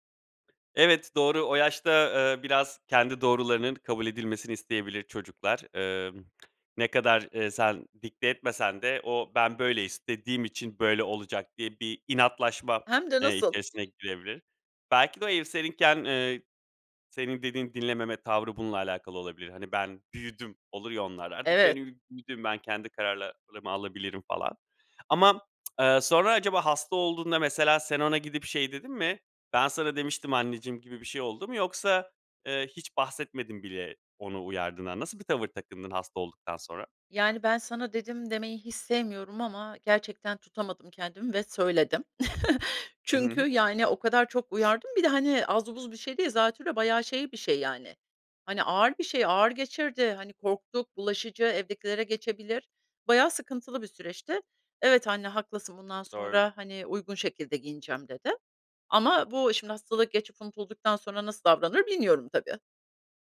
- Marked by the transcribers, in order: other background noise; tapping; lip smack; chuckle; sniff
- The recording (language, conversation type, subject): Turkish, advice, Evde çocuk olunca günlük düzeniniz nasıl tamamen değişiyor?